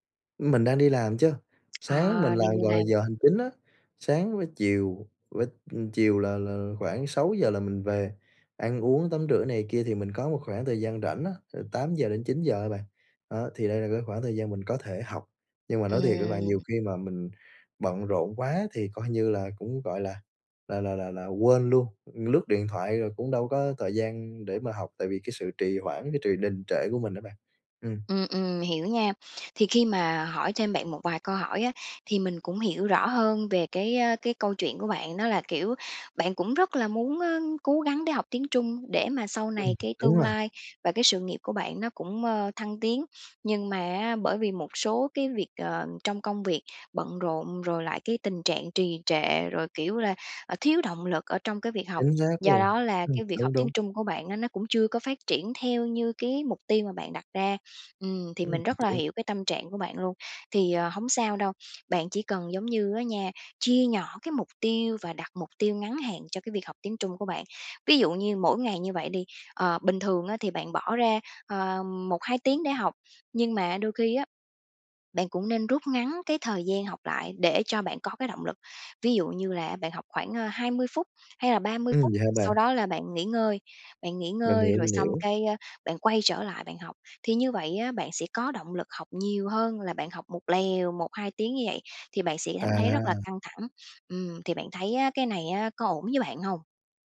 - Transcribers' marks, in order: tapping
- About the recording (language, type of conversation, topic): Vietnamese, advice, Làm sao để lấy lại động lực khi cảm thấy bị đình trệ?